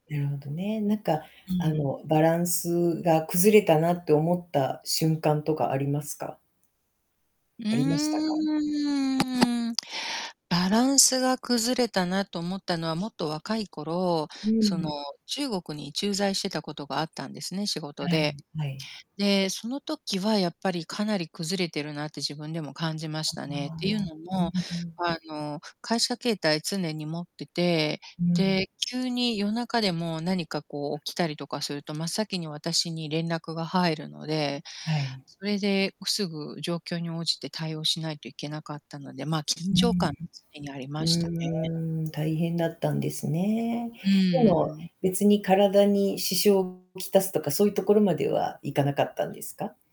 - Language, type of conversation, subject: Japanese, unstructured, 仕事とプライベートのバランスはどのように取っていますか？
- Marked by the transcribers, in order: tapping; drawn out: "うーん"; distorted speech; other background noise